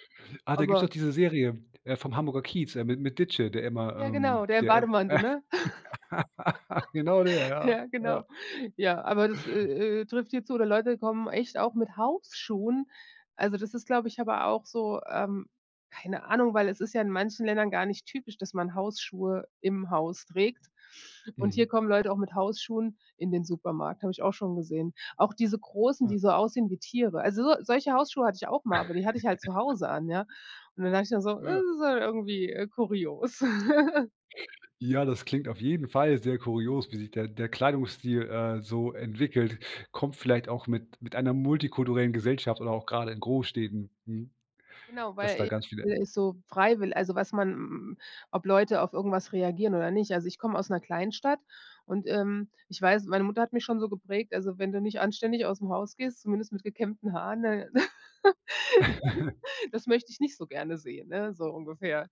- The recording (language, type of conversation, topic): German, podcast, Wie hat sich dein Kleidungsstil über die Jahre verändert?
- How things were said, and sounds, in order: laugh; laughing while speaking: "Ja, genau"; laugh; laughing while speaking: "Genau der! Ja, ja"; stressed: "Hausschuhen"; laugh; put-on voice: "Das ist ja irgendwie"; laugh; other noise; laugh